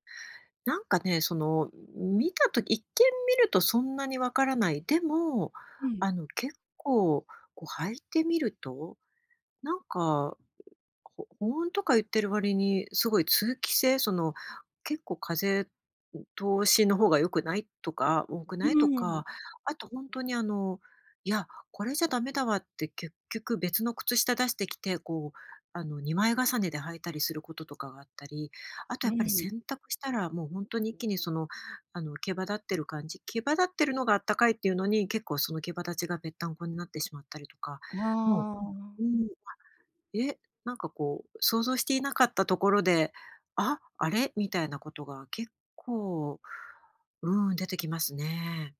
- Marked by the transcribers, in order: none
- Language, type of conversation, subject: Japanese, advice, オンラインでの買い物で失敗が多いのですが、どうすれば改善できますか？